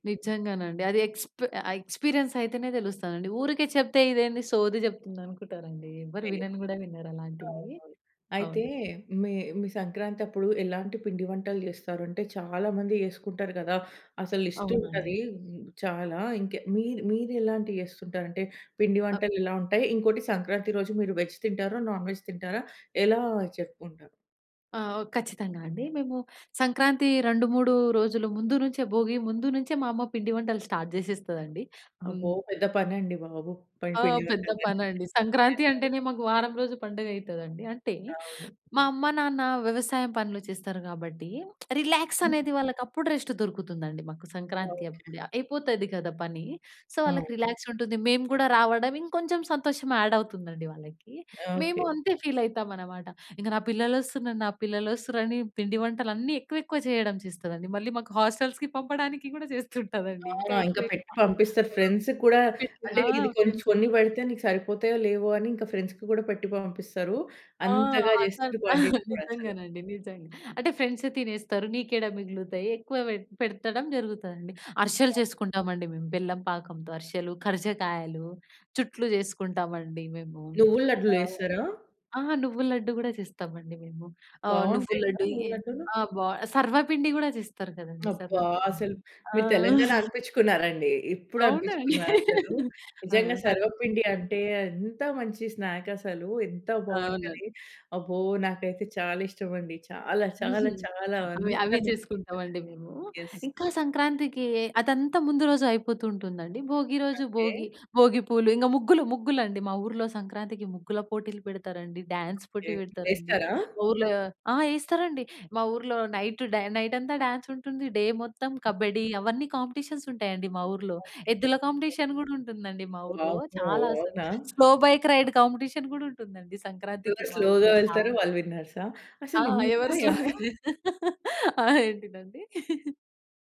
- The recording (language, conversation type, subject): Telugu, podcast, మన పండుగలు ఋతువులతో ఎలా ముడిపడి ఉంటాయనిపిస్తుంది?
- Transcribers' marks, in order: in English: "ఎక్స్‌పీరియన్స్"; in English: "వెజ్"; in English: "నాన్ వెజ్"; in English: "స్టార్ట్"; unintelligible speech; tsk; in English: "రిలాక్స్"; other background noise; in English: "రెస్ట్"; in English: "సో"; in English: "రిలాక్స్"; in English: "యాడ్"; in English: "ఫీల్"; in English: "హోస్టెల్స్‌కి"; giggle; in English: "ఫ్రెండ్స్‌కి"; unintelligible speech; in English: "ఫ్రెండ్స్"; in English: "ఫ్రెండ్స్‌కి"; chuckle; in English: "క్వాంటిటీ"; in English: "ఫ్రెండ్స్"; other noise; tapping; laugh; laugh; stressed: "ఎంత"; in English: "స్నాక్"; chuckle; stressed: "చాలా"; stressed: "చాలా"; unintelligible speech; in English: "యెస్"; in English: "నైట్ డ్యా నైట్"; in English: "డే"; in English: "కాంపిటీషన్స్"; in English: "కాంపిటీషన్"; in English: "స్లో బైక్ రైడ్ కాంపిటీషన్"; in English: "స్లోగా"; in English: "స్లోగా"; laugh; chuckle